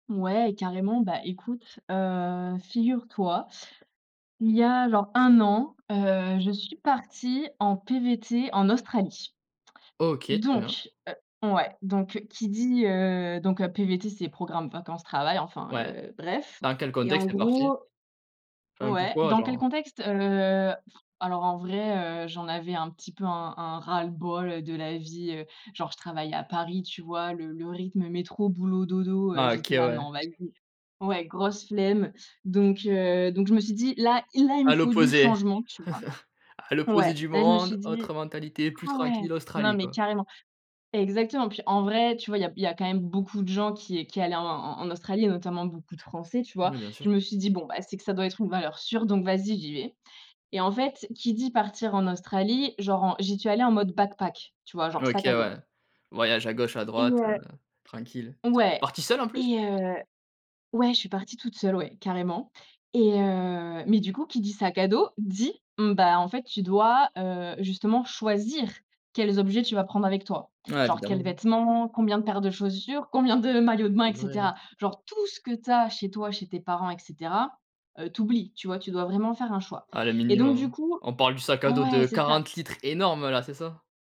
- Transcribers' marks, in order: other background noise; lip trill; chuckle; in English: "backpack"; tapping; stressed: "seule"; stressed: "choisir"; stressed: "tout"; stressed: "ouais"; stressed: "énorme"
- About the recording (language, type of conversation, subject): French, podcast, Peux-tu raconter une expérience où le fait d’emporter moins d’objets a changé ta façon d’apprécier la nature ?